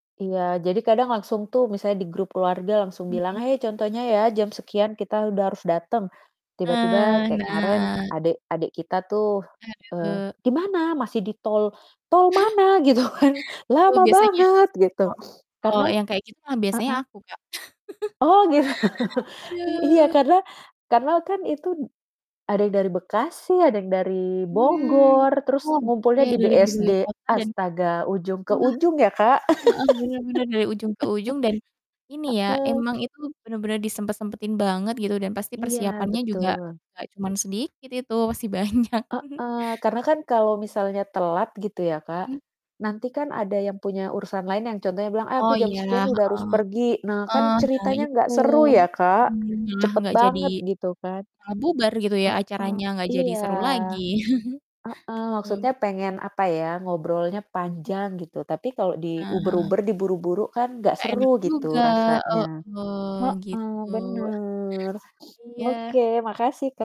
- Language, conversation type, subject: Indonesian, unstructured, Bagaimana kamu biasanya merayakan momen spesial bersama keluarga?
- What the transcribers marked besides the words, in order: distorted speech; static; mechanical hum; laugh; laughing while speaking: "Gitu kan"; laugh; laughing while speaking: "gitu"; laugh; laughing while speaking: "banyak"; chuckle; chuckle; tapping